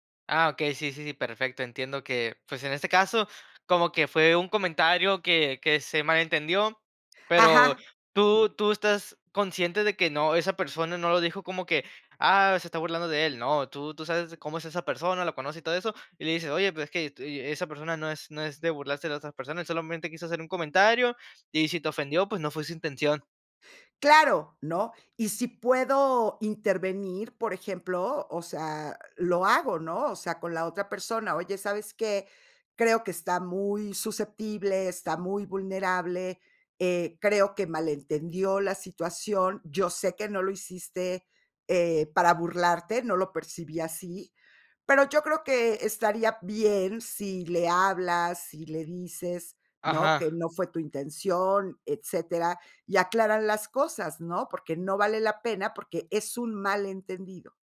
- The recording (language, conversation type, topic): Spanish, podcast, ¿Qué haces para que alguien se sienta entendido?
- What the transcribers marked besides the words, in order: none